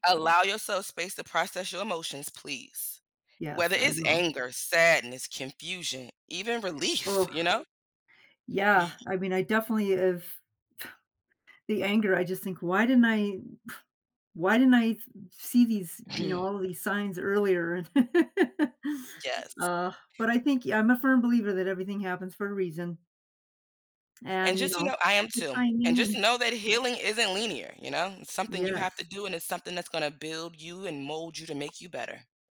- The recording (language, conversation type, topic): English, advice, How do I adjust and build support after an unexpected move to a new city?
- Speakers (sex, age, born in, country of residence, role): female, 40-44, United States, United States, advisor; female, 55-59, United States, United States, user
- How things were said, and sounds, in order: stressed: "relief"; blowing; scoff; chuckle; laugh; tapping